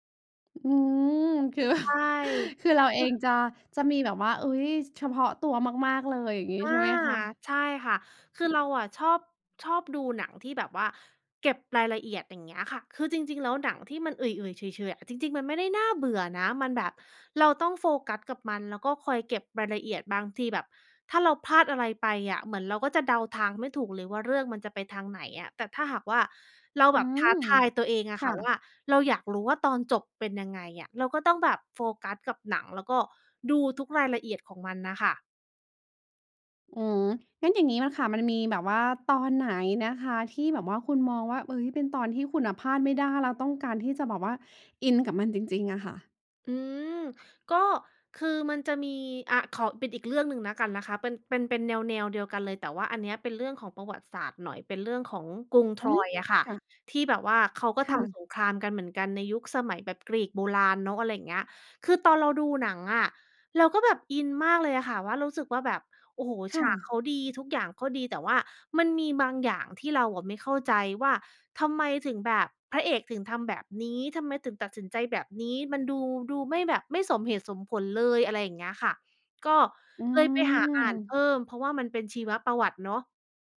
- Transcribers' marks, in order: laughing while speaking: "คือแบบ"; other noise
- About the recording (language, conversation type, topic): Thai, podcast, อะไรที่ทำให้หนังเรื่องหนึ่งโดนใจคุณได้ขนาดนั้น?